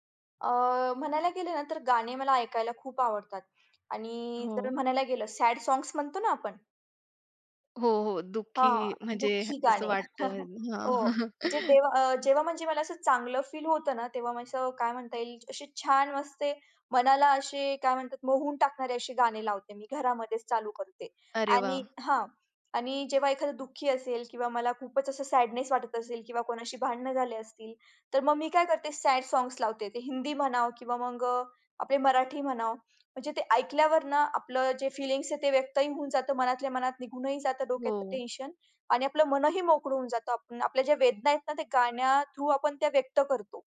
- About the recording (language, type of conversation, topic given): Marathi, podcast, चित्रपटातील गाणी तुमच्या संगीताच्या आवडीवर परिणाम करतात का?
- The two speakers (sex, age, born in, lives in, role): female, 20-24, India, India, guest; female, 25-29, India, India, host
- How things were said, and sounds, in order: in English: "सॅड साँग्स"; chuckle; laughing while speaking: "हां"; chuckle; tapping; in English: "सॅड साँग्स"